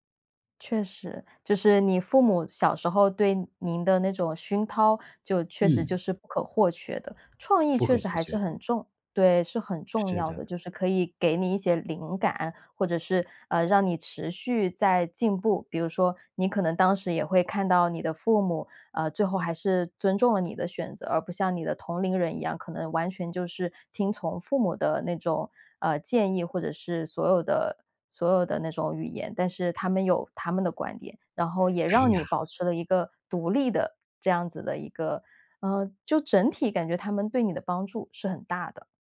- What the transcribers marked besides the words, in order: none
- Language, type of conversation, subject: Chinese, podcast, 父母的期待在你成长中起了什么作用？